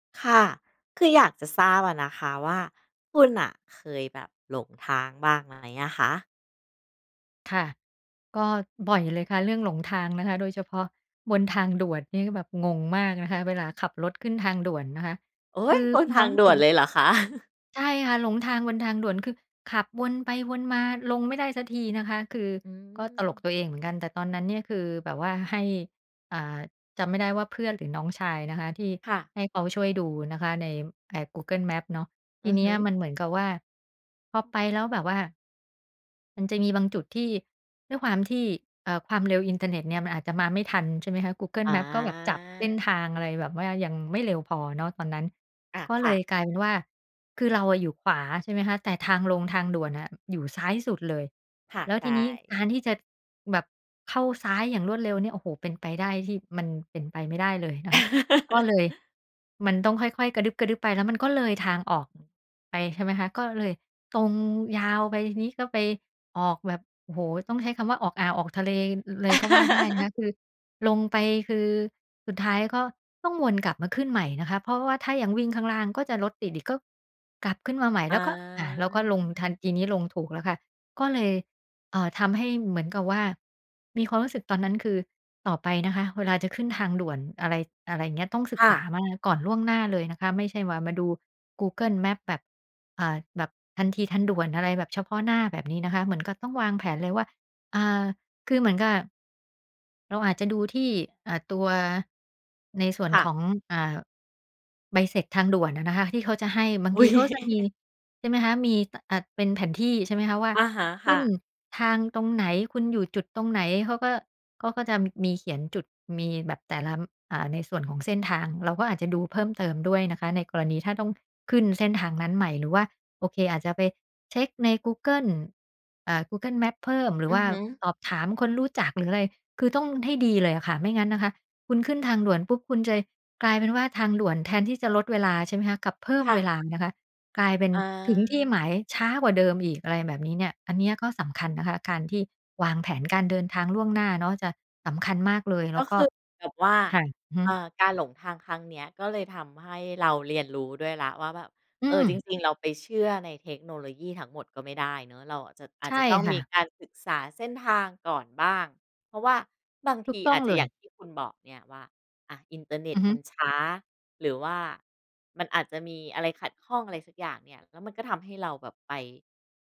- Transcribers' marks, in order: surprised: "โอ๊ย !"; joyful: "บนพางด่วนเลยเหรอคะ ?"; chuckle; drawn out: "อา"; laugh; drawn out: "อา"; laughing while speaking: "อุ๊ย"; "เวลา" said as "เวลาม"; other background noise
- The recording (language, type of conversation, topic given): Thai, podcast, การหลงทางเคยสอนอะไรคุณบ้าง?